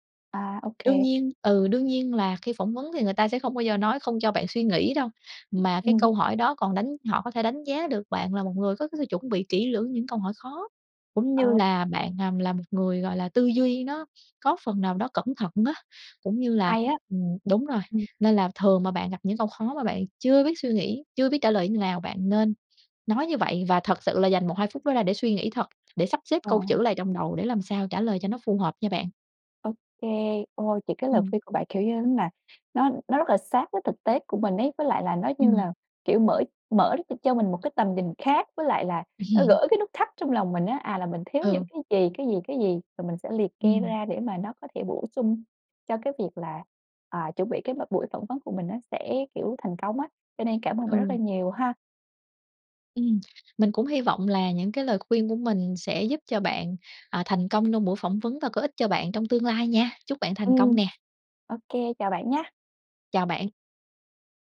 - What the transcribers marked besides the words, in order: other background noise; chuckle
- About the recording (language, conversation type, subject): Vietnamese, advice, Bạn nên chuẩn bị như thế nào cho buổi phỏng vấn thăng chức?